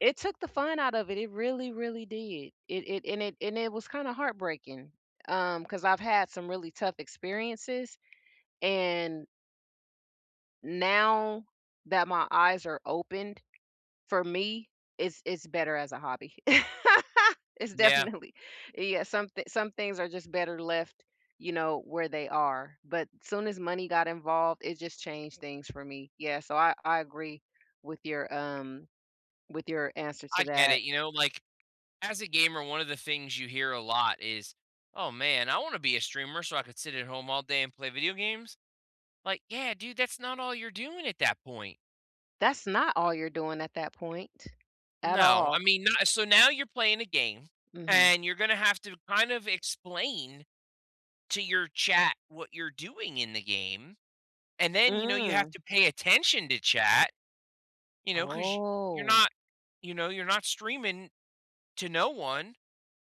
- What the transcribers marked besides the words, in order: other background noise; laugh; laughing while speaking: "It's definitely"; drawn out: "Oh"
- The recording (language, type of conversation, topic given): English, unstructured, What hobby would help me smile more often?